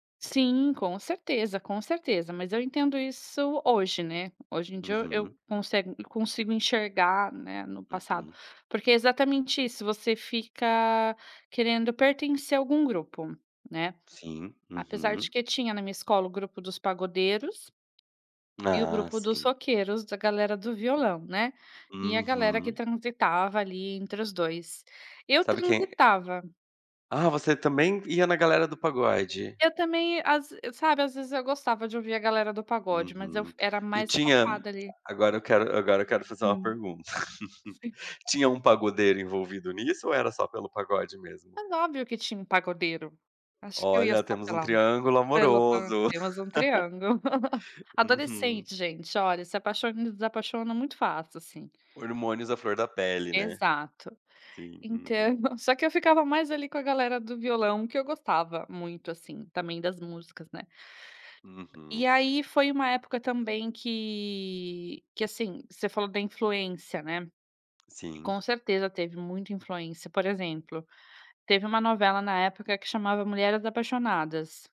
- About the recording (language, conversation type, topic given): Portuguese, podcast, Questão sobre o papel da nostalgia nas escolhas musicais
- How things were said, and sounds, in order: tapping; other background noise; laugh; unintelligible speech; laugh; chuckle; laughing while speaking: "Então"